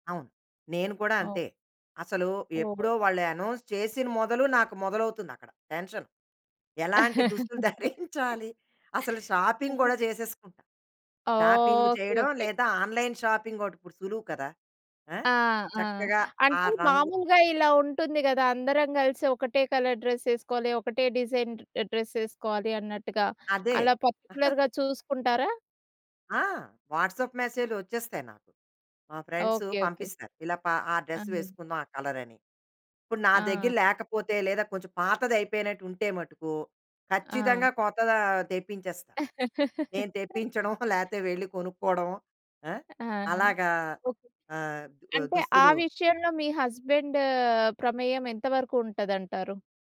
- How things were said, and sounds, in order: in English: "అనౌన్స్"; laugh; chuckle; in English: "షాపింగ్"; in English: "షాపింగ్"; in English: "ఆన్‌లైన్"; in English: "కలర్"; in English: "డిజైన్"; in English: "పర్టిక్యులర్‌గా"; chuckle; in English: "వాట్సాప్"; other background noise; laugh; chuckle; in English: "హస్బాండ్"; drawn out: "హస్బాండ్"
- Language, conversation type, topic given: Telugu, podcast, మీ దుస్తులు మీ వ్యక్తిత్వాన్ని ఎలా ప్రతిబింబిస్తాయి?